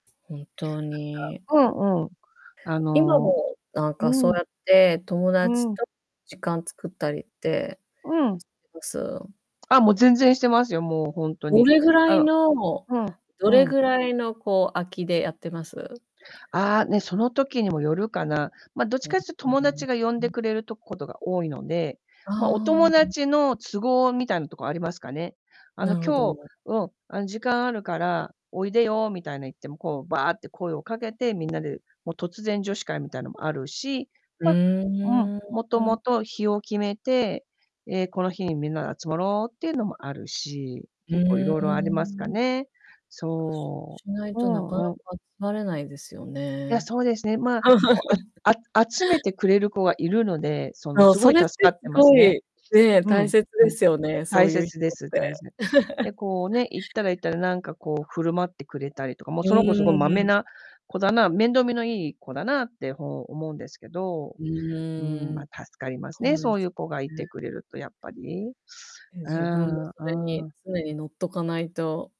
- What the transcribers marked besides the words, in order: distorted speech; unintelligible speech; laugh; chuckle
- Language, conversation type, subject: Japanese, unstructured, 家族と友達、どちらと過ごす時間が好きですか？
- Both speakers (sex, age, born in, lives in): female, 45-49, Japan, United States; female, 50-54, Japan, United States